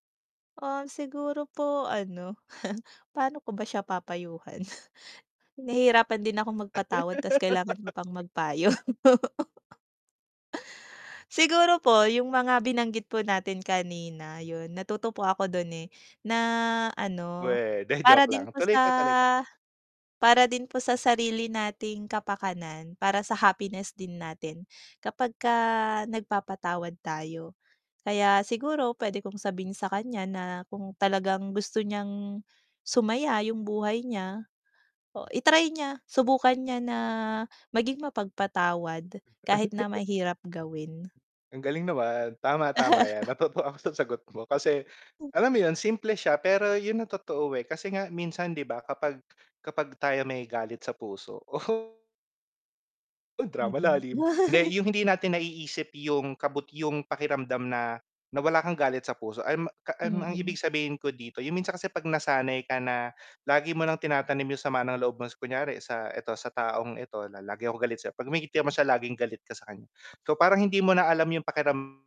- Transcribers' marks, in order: chuckle; laugh; other background noise; laughing while speaking: "magpayo"; drawn out: "na"; drawn out: "sa"; in English: "happiness"; chuckle; laughing while speaking: "natuto ako sa sagot mo kasi"; distorted speech; chuckle
- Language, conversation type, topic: Filipino, unstructured, Ano ang kahalagahan ng pagpapatawad sa buhay?